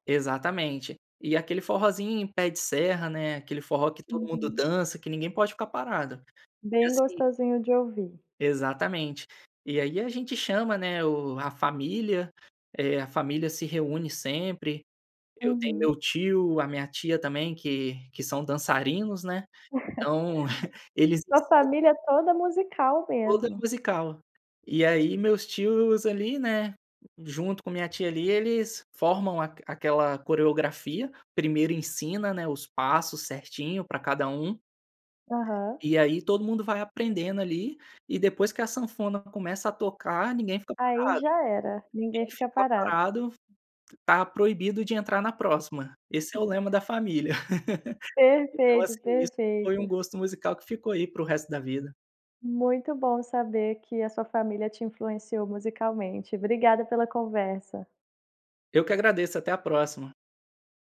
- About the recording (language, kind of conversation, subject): Portuguese, podcast, Como sua família influenciou seu gosto musical?
- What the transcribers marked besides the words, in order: laugh; tapping; other noise; chuckle; chuckle; laugh